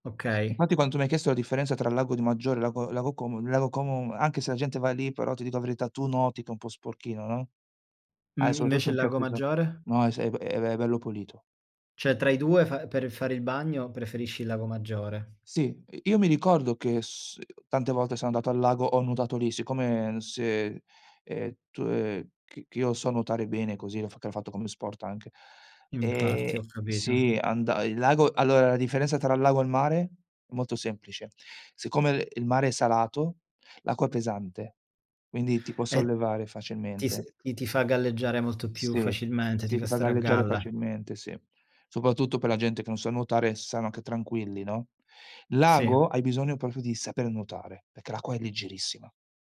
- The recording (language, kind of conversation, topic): Italian, unstructured, Qual è il momento più bello che ricordi con la tua famiglia?
- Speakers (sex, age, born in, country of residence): male, 30-34, Italy, Germany; male, 40-44, Italy, Italy
- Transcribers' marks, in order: "Cioè" said as "ceh"; other background noise; "proprio" said as "popio"